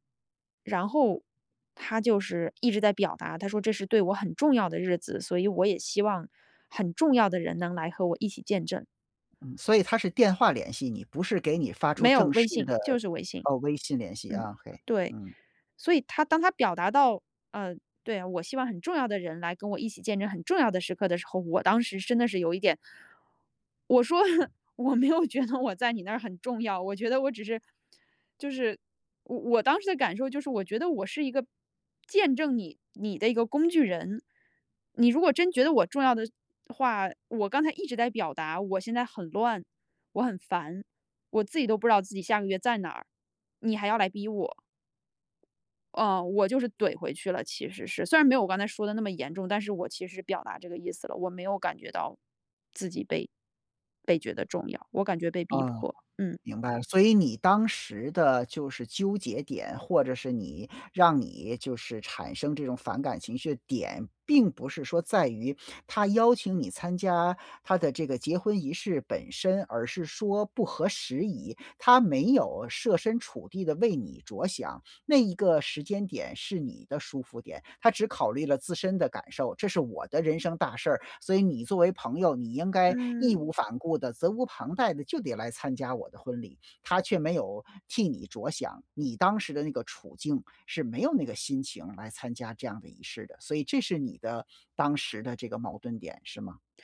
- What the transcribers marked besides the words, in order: tapping; laughing while speaking: "说，我没有觉得我在你那儿很重要"; other background noise; sniff; sniff
- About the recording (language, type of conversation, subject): Chinese, podcast, 什么时候你会选择结束一段友情？